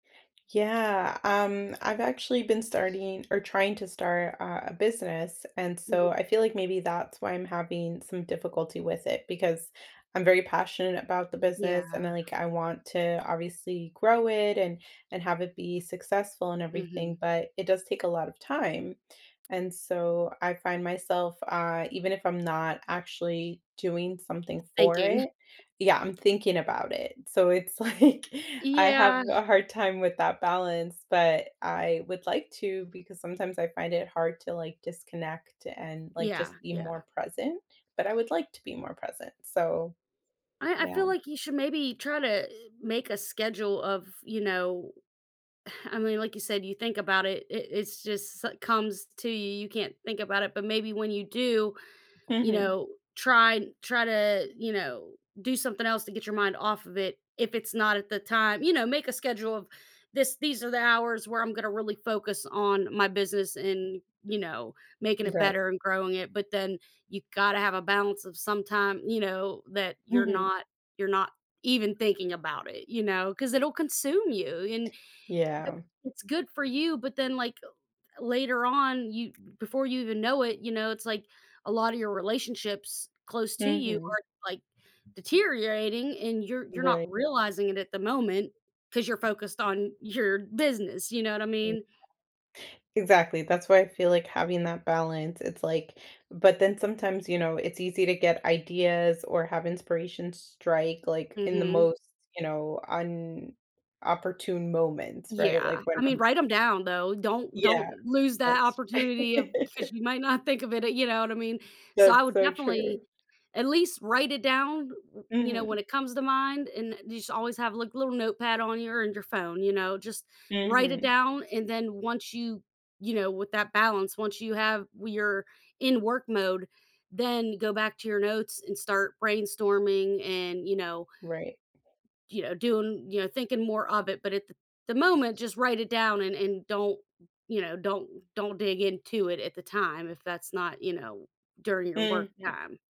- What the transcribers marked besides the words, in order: other background noise; tapping; laughing while speaking: "like"; sigh; unintelligible speech; laughing while speaking: "your"; "inopportune" said as "unopportune"; laugh
- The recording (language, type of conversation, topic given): English, unstructured, How important is work-life balance to you?
- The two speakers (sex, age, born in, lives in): female, 35-39, United States, United States; female, 35-39, United States, United States